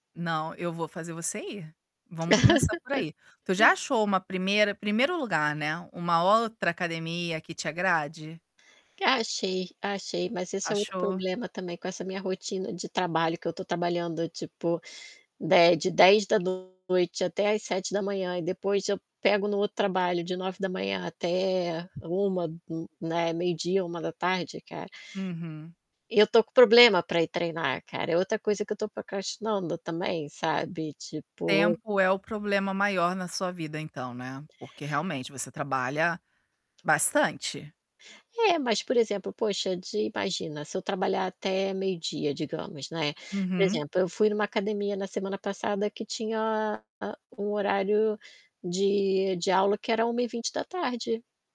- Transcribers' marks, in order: laugh; static; distorted speech; tapping; other background noise
- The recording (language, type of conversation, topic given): Portuguese, advice, Como você procrastina tarefas importantes todos os dias?